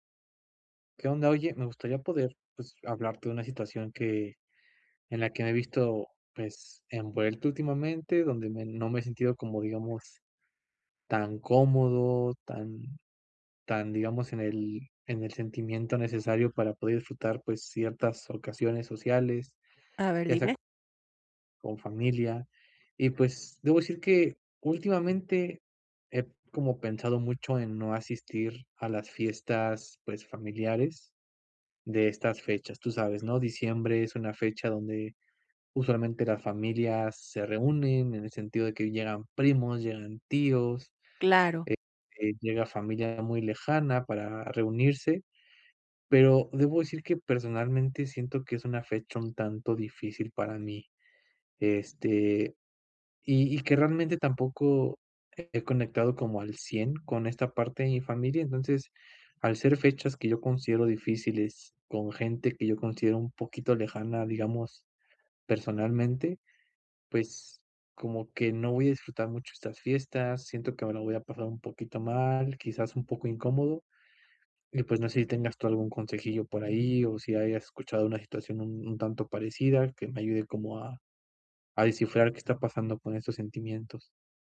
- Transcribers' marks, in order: none
- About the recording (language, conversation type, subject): Spanish, advice, ¿Cómo puedo aprender a disfrutar las fiestas si me siento fuera de lugar?